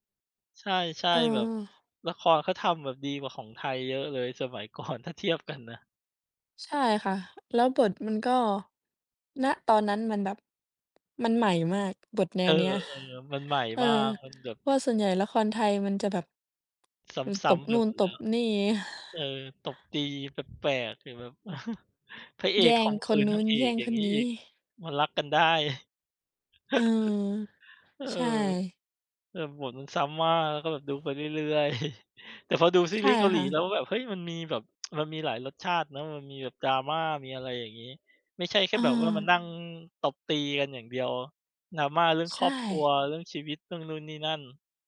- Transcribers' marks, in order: laughing while speaking: "ก่อน"; other background noise; tapping; background speech; chuckle; chuckle; chuckle; tsk
- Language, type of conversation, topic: Thai, unstructured, คุณคิดว่างานอดิเรกช่วยลดความเครียดได้จริงไหม?